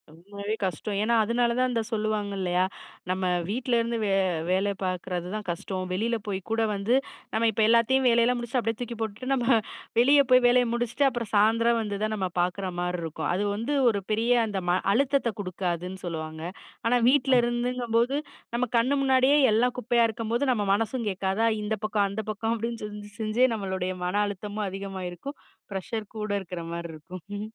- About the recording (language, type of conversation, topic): Tamil, podcast, வீட்டு சுத்தம் செய்யும் பணியும் வேலைப்பளுவும் இடையில் சமநிலையை எப்படி பேணலாம்?
- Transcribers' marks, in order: snort; snort